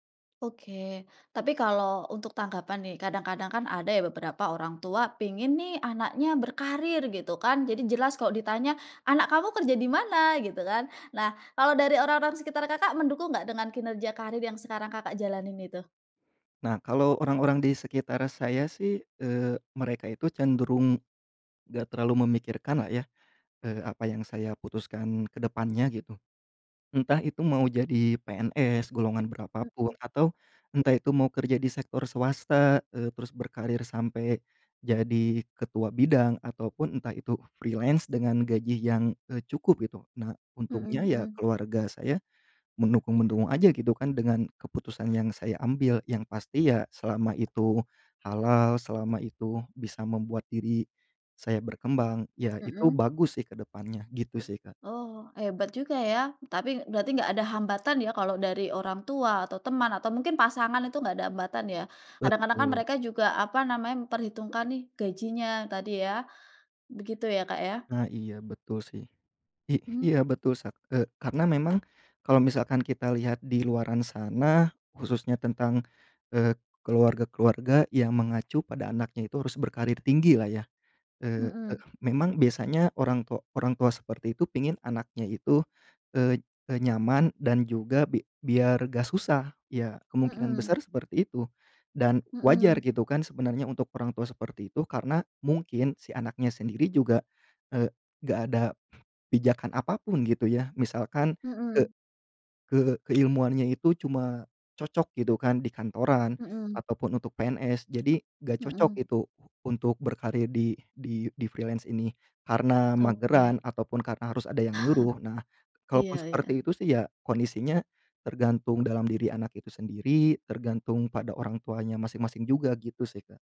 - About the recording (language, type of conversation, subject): Indonesian, podcast, Apa keputusan karier paling berani yang pernah kamu ambil?
- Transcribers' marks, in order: other background noise; in English: "freelance"; tapping; in English: "freelance"; chuckle